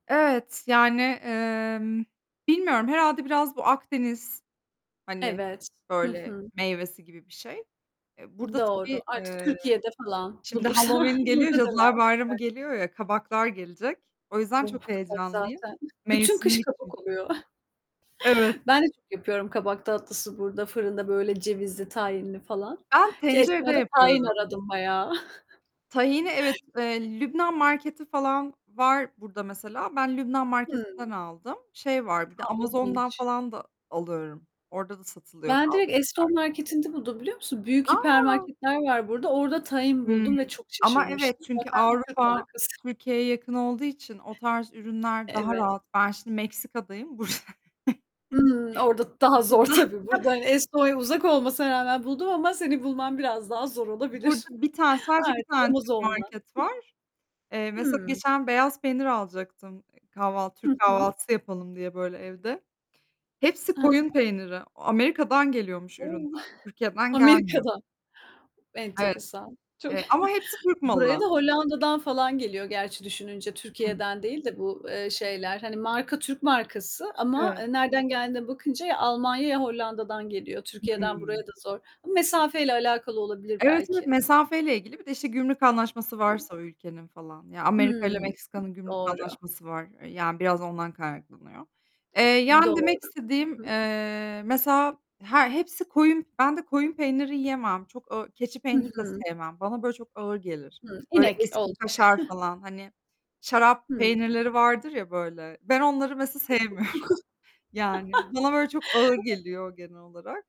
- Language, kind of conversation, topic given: Turkish, unstructured, Ailenizin en meşhur yemeği hangisi?
- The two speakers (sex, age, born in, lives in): female, 30-34, Turkey, Estonia; female, 30-34, Turkey, Mexico
- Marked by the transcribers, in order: other background noise; distorted speech; tapping; laughing while speaking: "bulursan"; unintelligible speech; chuckle; chuckle; static; laughing while speaking: "tabii"; chuckle; unintelligible speech; laughing while speaking: "zor olabilir"; chuckle; chuckle; laughing while speaking: "Çok"; chuckle; unintelligible speech; laugh; unintelligible speech; laughing while speaking: "sevmiyorum"